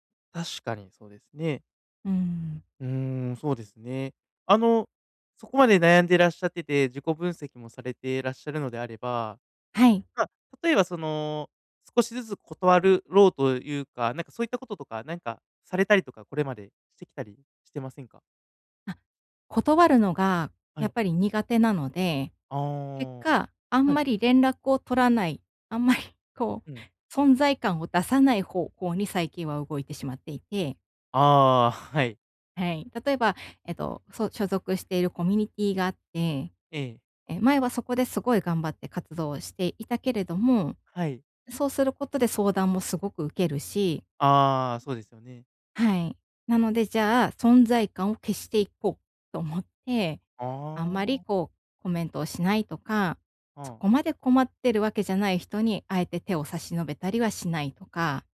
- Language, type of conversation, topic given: Japanese, advice, 人にNOと言えず負担を抱え込んでしまうのは、どんな場面で起きますか？
- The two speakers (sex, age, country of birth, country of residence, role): female, 35-39, Japan, Japan, user; male, 30-34, Japan, Japan, advisor
- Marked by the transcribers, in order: laughing while speaking: "あんまり"